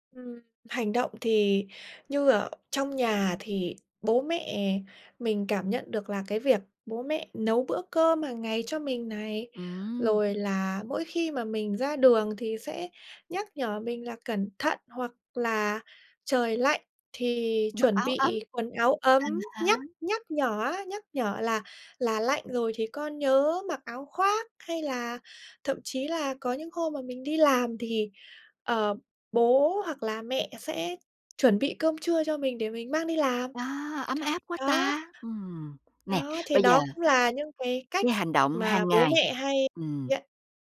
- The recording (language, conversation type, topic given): Vietnamese, podcast, Bạn kể cách gia đình bạn thể hiện yêu thương hằng ngày như thế nào?
- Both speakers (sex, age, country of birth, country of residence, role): female, 25-29, Vietnam, Vietnam, guest; female, 45-49, Vietnam, United States, host
- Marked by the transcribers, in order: other background noise; tapping